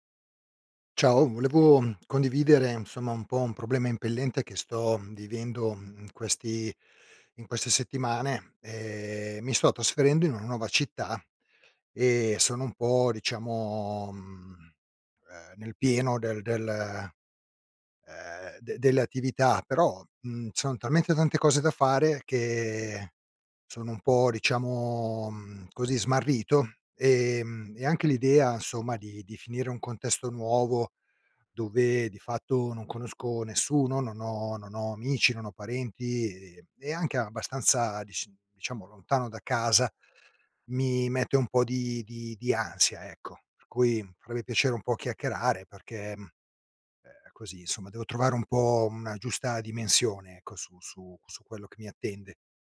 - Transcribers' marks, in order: none
- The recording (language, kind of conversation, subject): Italian, advice, Trasferimento in una nuova città